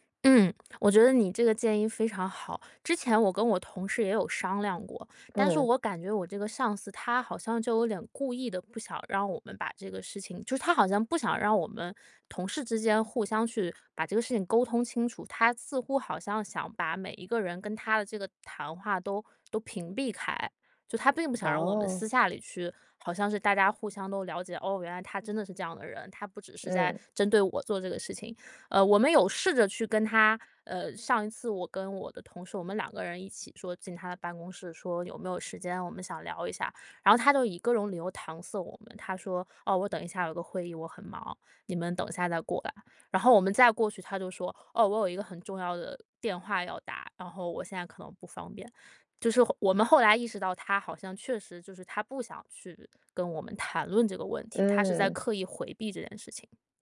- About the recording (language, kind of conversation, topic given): Chinese, advice, 如何在觉得同事抢了你的功劳时，理性地与对方当面对质并澄清事实？
- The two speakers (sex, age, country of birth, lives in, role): female, 30-34, China, United States, user; female, 35-39, China, United States, advisor
- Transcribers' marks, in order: other background noise